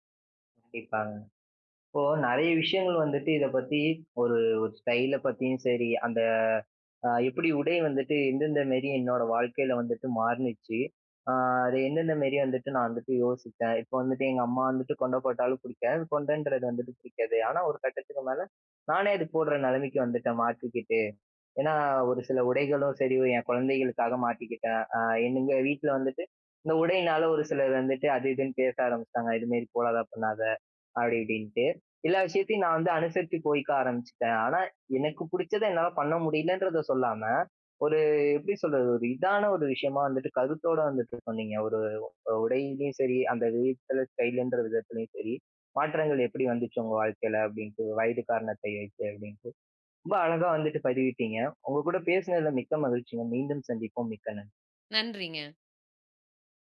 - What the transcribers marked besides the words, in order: other background noise; unintelligible speech
- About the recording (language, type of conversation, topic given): Tamil, podcast, வயது கூடிக்கொண்டே போகும்போது, உங்கள் நடைமுறையில் என்னென்ன மாற்றங்கள் வந்துள்ளன?